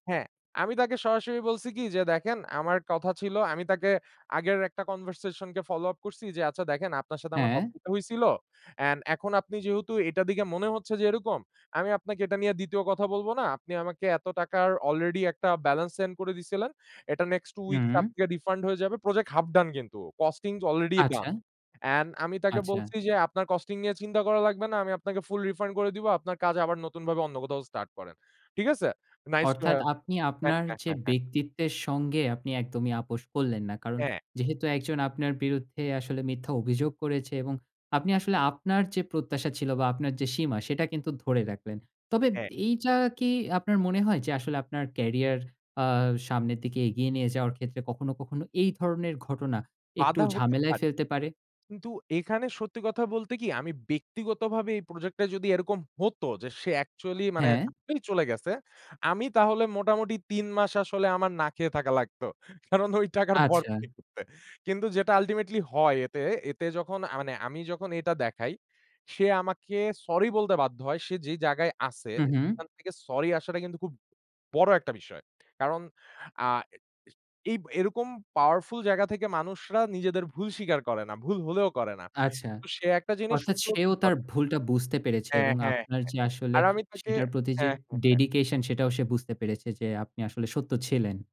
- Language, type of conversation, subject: Bengali, podcast, তুমি কীভাবে নিজের স্বর খুঁজে পাও?
- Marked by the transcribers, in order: in English: "conversation"; in English: "follow up"; in English: "balance sen"; "send" said as "sen"; unintelligible speech; in English: "projec half done"; "Project" said as "projec"; in English: "costings already done"; in English: "full refund"; in English: "Nice to have"; in English: "actually"; laughing while speaking: "কারণ ওই টাকার ভর করতে"; unintelligible speech; in English: "ultimately"; stressed: "বড় একটা"; unintelligible speech; in English: "dedication"